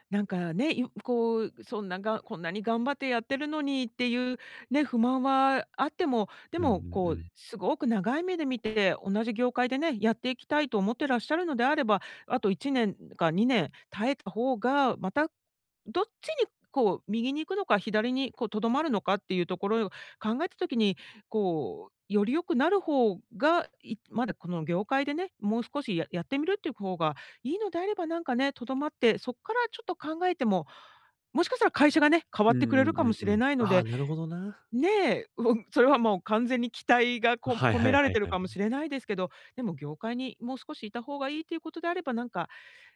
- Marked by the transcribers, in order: none
- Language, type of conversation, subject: Japanese, advice, 責任と報酬のバランスが取れているか、どのように判断すればよいですか？